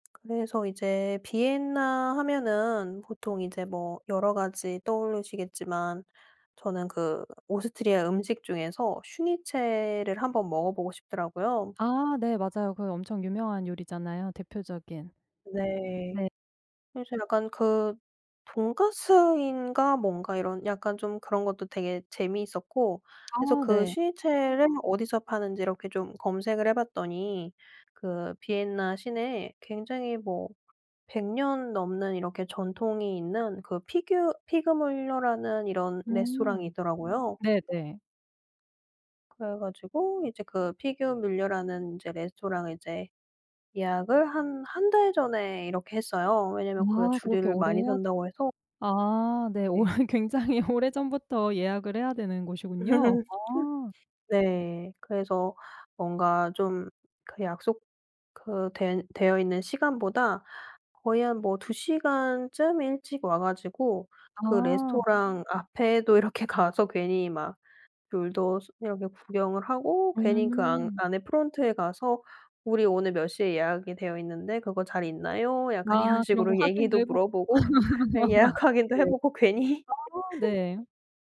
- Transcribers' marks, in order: other background noise; background speech; laughing while speaking: "오래 굉장히"; laugh; laughing while speaking: "앞에도 이렇게 가서"; laughing while speaking: "물어보고 그냥 예약 확인도 해 보고 괜히"; laugh
- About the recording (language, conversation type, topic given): Korean, podcast, 뜻밖의 장소에서 영감을 받은 적이 있으신가요?